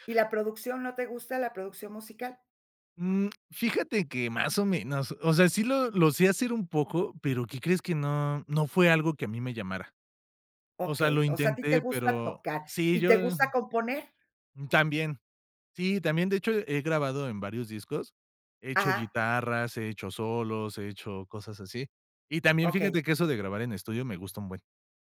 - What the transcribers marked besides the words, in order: none
- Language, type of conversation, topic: Spanish, podcast, ¿Cómo describirías tu relación con la música?